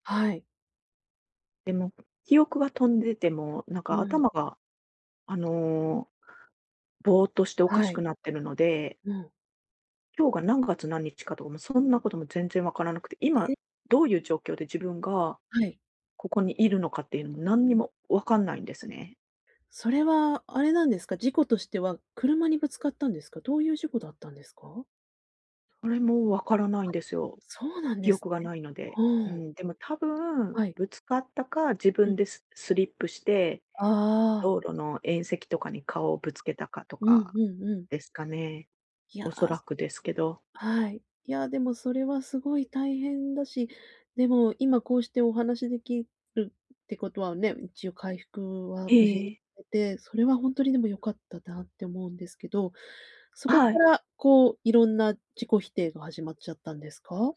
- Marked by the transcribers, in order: other noise
- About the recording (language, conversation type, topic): Japanese, advice, 過去の失敗を引きずって自己否定が続くのはなぜですか？